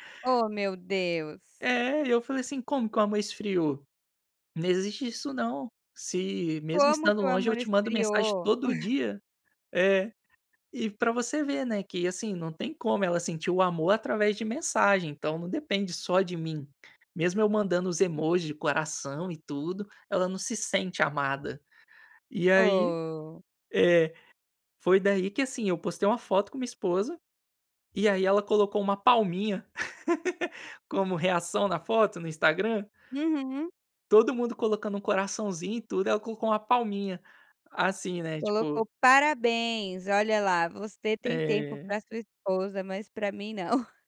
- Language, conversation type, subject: Portuguese, podcast, Você sente que é a mesma pessoa online e na vida real?
- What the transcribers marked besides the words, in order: chuckle; laugh; chuckle